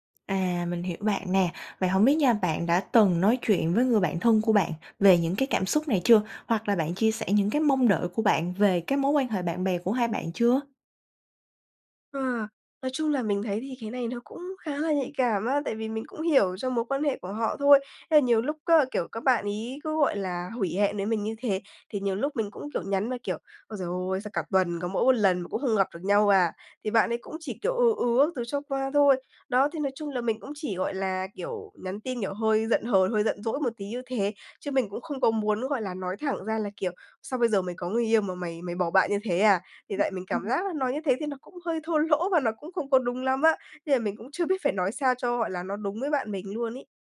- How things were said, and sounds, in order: laughing while speaking: "lỗ"
- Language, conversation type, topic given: Vietnamese, advice, Làm sao để xử lý khi tình cảm bạn bè không được đáp lại tương xứng?